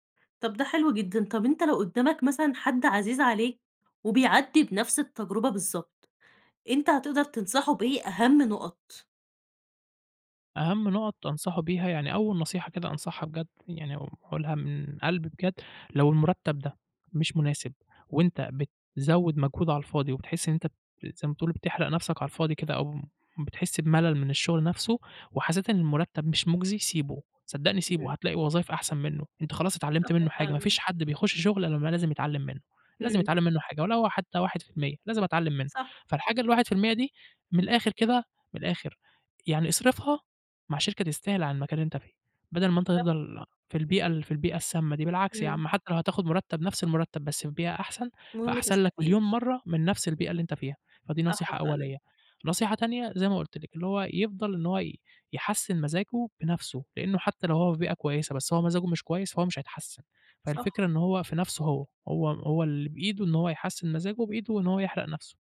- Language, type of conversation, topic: Arabic, podcast, إزاي بتتعامل مع الملل أو الاحتراق الوظيفي؟
- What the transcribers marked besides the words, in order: none